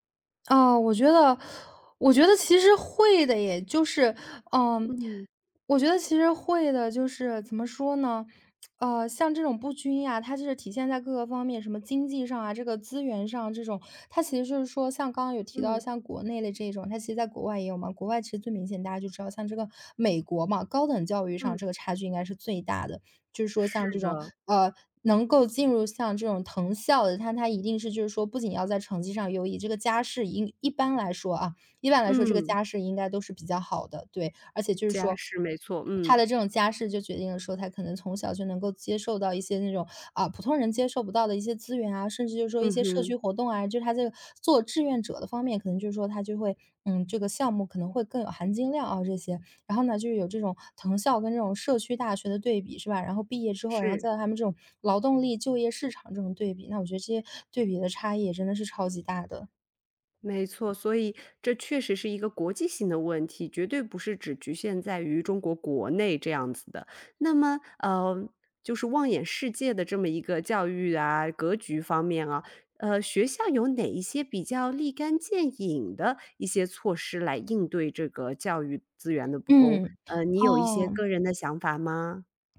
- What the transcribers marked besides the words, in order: tsk
- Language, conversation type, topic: Chinese, podcast, 学校应该如何应对教育资源不均的问题？